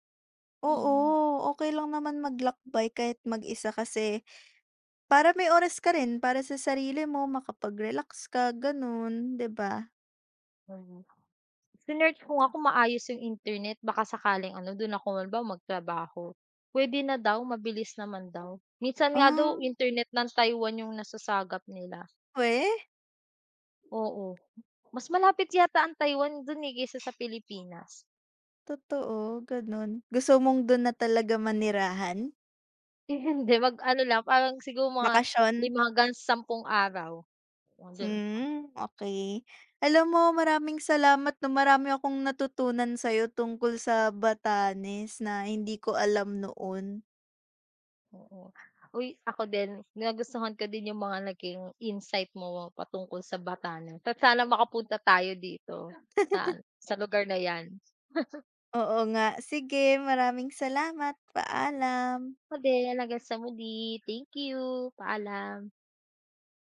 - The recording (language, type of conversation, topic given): Filipino, unstructured, Paano nakaaapekto ang heograpiya ng Batanes sa pamumuhay ng mga tao roon?
- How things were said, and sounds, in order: tapping; other background noise; unintelligible speech; giggle; background speech; chuckle